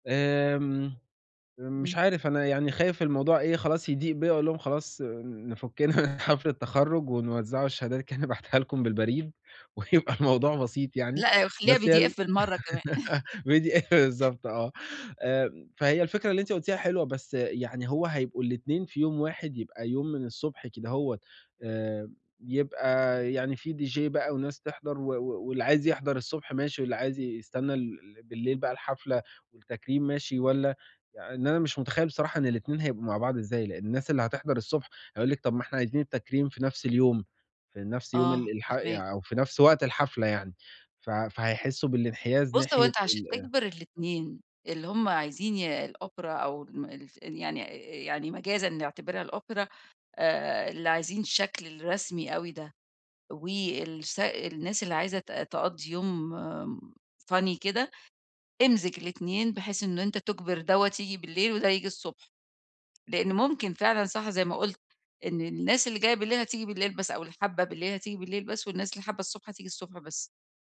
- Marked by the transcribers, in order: chuckle; chuckle; laughing while speaking: "وهيبقى الموضوع"; giggle; in English: "pdf"; laughing while speaking: "pdf بالضبط آه"; in English: "pdf"; laugh; in English: "dj"; in English: "funny"
- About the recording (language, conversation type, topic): Arabic, advice, إزاي نتعامل مع خلافات المجموعة وإحنا بنخطط لحفلة؟